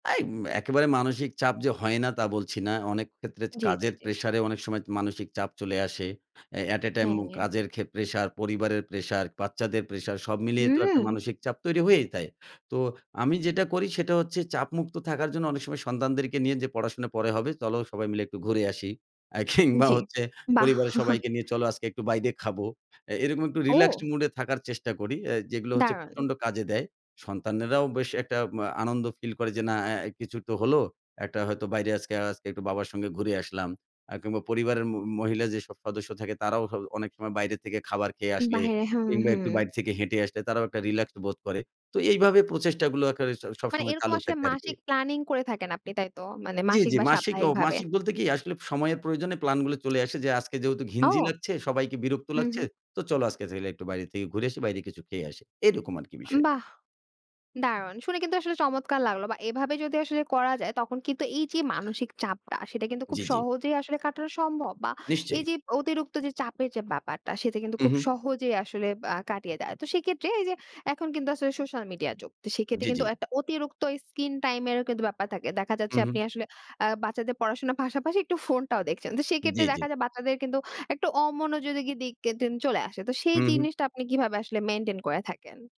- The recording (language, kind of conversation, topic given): Bengali, podcast, বাচ্চাদের পড়াশোনা আর আপনার কাজ—দুটো কীভাবে সামলান?
- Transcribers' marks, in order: other background noise; laughing while speaking: "কিংবা হচ্ছে"; chuckle; tapping; "সেক্ষেত্রে" said as "কেত্রে"; "সেক্ষেত্রে" said as "কেত্রে"; "সেক্ষেত্রে" said as "কেত্রে"